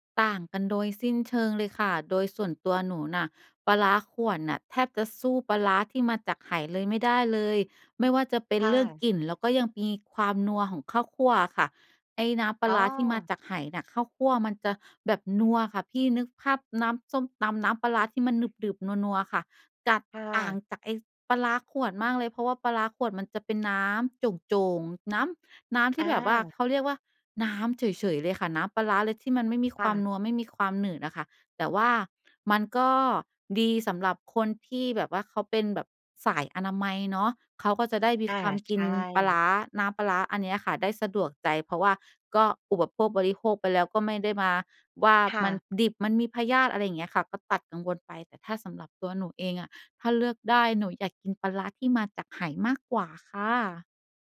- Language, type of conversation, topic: Thai, podcast, อาหารแบบบ้าน ๆ ของครอบครัวคุณบอกอะไรเกี่ยวกับวัฒนธรรมของคุณบ้าง?
- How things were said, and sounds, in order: "ขวด" said as "ข่วน"